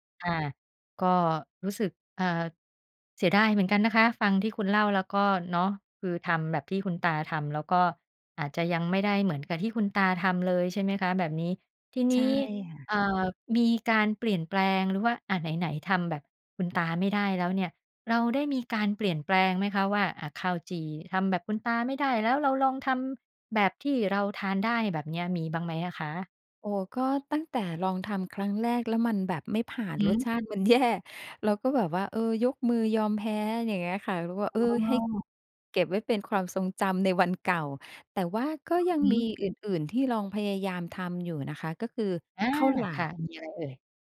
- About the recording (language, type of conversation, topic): Thai, podcast, อาหารจานไหนที่ทำให้คุณคิดถึงคนในครอบครัวมากที่สุด?
- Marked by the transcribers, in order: laughing while speaking: "แย่"